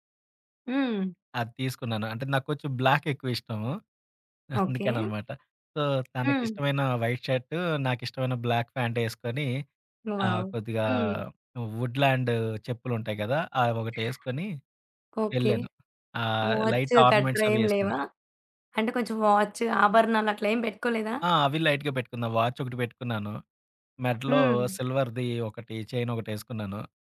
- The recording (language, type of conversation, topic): Telugu, podcast, మొదటి చూపులో మీరు ఎలా కనిపించాలనుకుంటారు?
- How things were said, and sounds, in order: in English: "బ్లాక్"; giggle; in English: "సో"; in English: "వైట్"; in English: "బ్లాక్"; in English: "వావ్!"; in English: "లైట్ ఆర్నమెంట్స్"; in English: "లైట్‌గా"; in English: "వాచ్"; in English: "సిల్వర్‌ది"